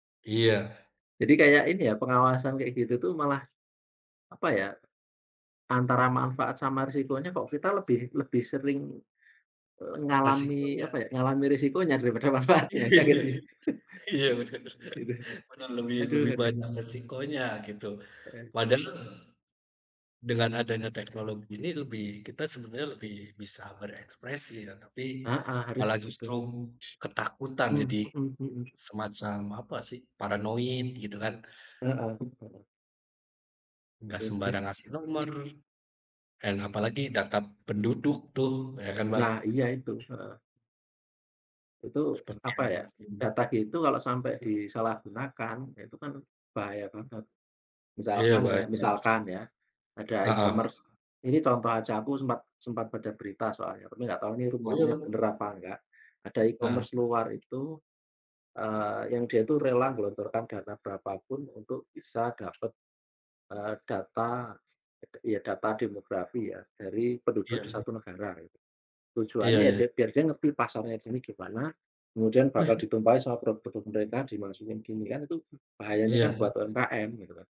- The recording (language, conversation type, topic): Indonesian, unstructured, Bagaimana pendapatmu tentang pengawasan pemerintah melalui teknologi?
- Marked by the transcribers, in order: laugh; laughing while speaking: "Iya, bener bener lebih lebih"; laughing while speaking: "manfaatnya, ya gak sih"; unintelligible speech; unintelligible speech; other background noise; in English: "e-commerce"; in English: "e-commerce"; chuckle